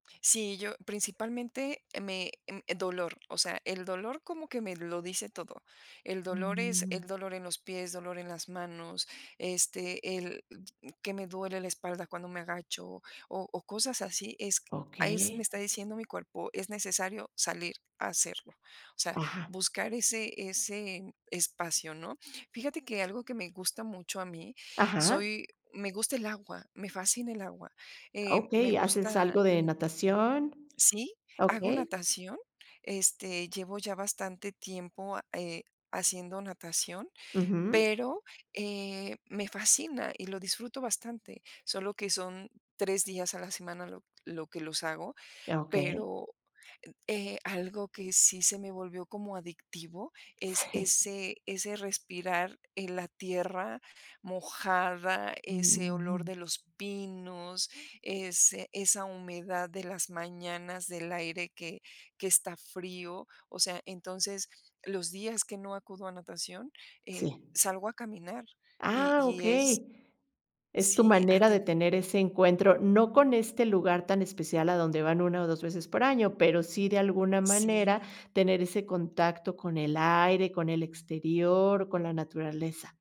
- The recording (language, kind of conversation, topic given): Spanish, podcast, ¿Alguna vez la naturaleza te enseñó a tener paciencia y cómo fue?
- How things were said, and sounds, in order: other background noise